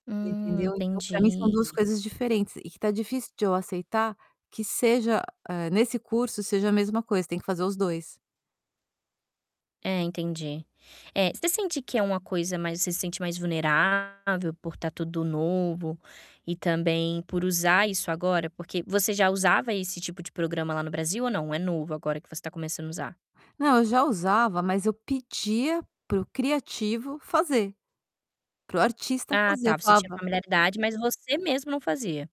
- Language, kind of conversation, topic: Portuguese, advice, Como posso lidar com a insegurança de mostrar meu trabalho artístico ou criativo por medo de julgamento?
- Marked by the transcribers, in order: distorted speech